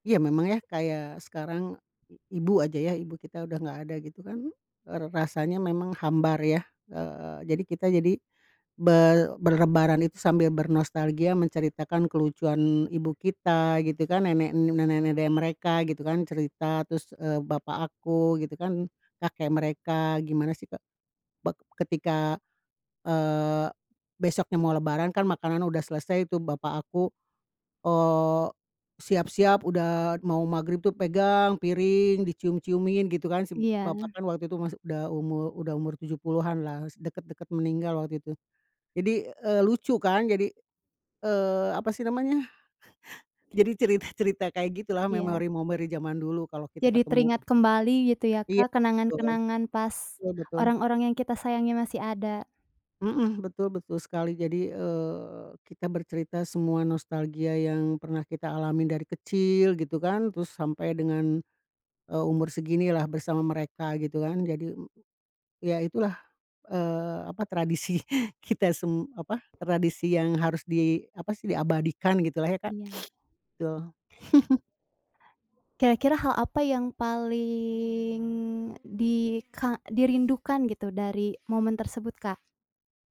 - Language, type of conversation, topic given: Indonesian, podcast, Apa satu tradisi keluarga yang selalu kamu jalani, dan seperti apa biasanya tradisi itu berlangsung?
- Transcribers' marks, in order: other background noise; tapping; chuckle; laughing while speaking: "tradisi kita"; sniff; chuckle; drawn out: "paling"